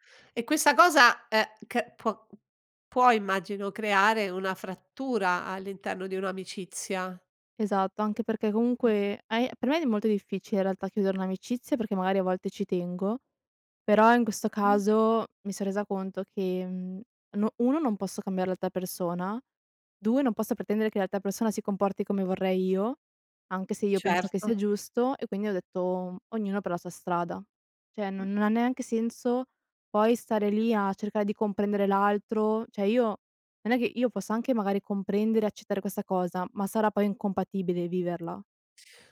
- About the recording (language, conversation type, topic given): Italian, podcast, Cosa fai quando i tuoi valori entrano in conflitto tra loro?
- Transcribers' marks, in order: "Cioè" said as "ceh"; "cercare" said as "cercae"; "cioè" said as "ceh"